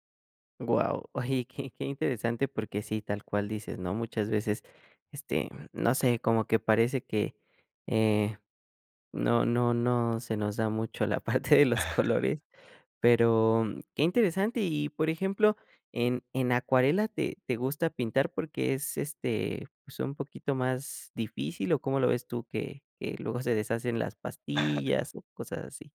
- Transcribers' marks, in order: laughing while speaking: "la parte de los colores"; laugh; laugh
- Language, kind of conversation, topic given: Spanish, podcast, ¿Qué rutinas te ayudan a ser más creativo?